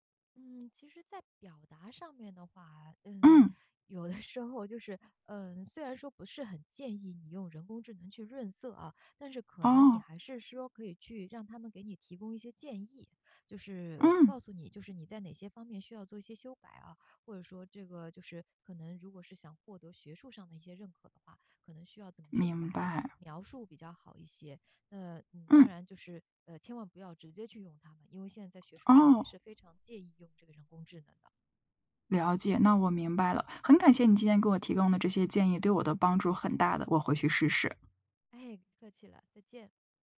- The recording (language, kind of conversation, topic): Chinese, advice, 你通常在什么情况下会把自己和别人比较，这种比较又会如何影响你的创作习惯？
- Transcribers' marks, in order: laughing while speaking: "有的时候就是"